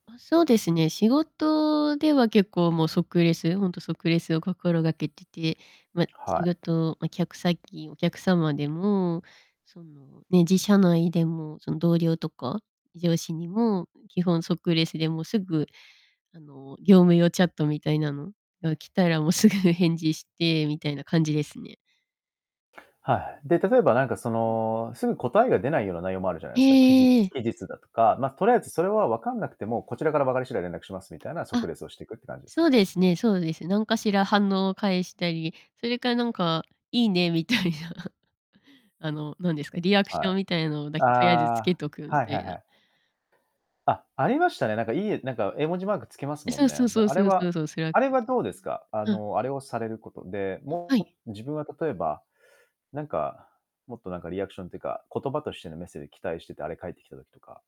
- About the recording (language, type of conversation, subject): Japanese, podcast, メッセージの返信スピードは普段どのように決めていますか？
- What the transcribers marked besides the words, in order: distorted speech; laughing while speaking: "いいね、みたいな"